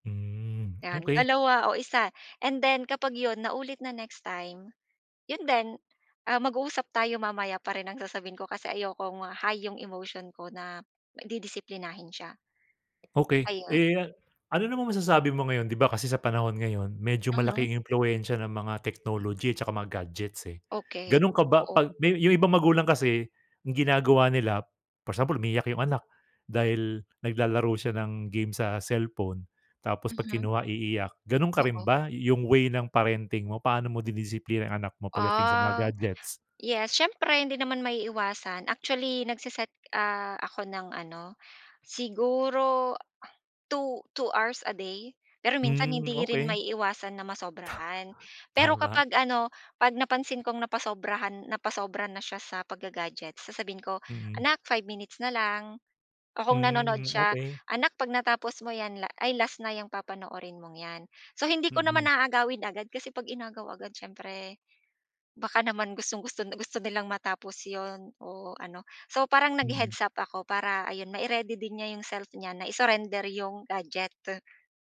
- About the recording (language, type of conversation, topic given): Filipino, podcast, Paano ba magtatakda ng malinaw na hangganan sa pagitan ng magulang at anak?
- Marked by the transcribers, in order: other background noise